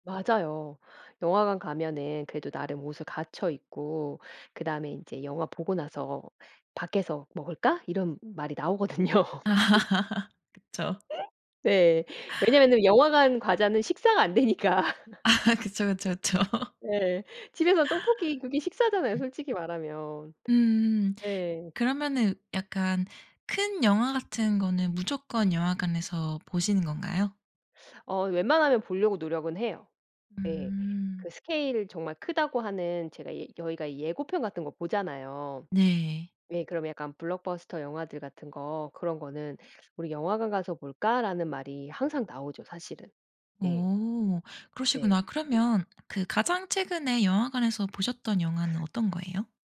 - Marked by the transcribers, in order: laughing while speaking: "나오거든요"; laugh; laughing while speaking: "되니까"; laughing while speaking: "아, 그쵸 그쵸 그쵸"; "저희가" said as "여희가"; other background noise
- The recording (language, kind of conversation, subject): Korean, podcast, 영화관에서 볼 때와 집에서 볼 때 가장 크게 느껴지는 차이는 무엇인가요?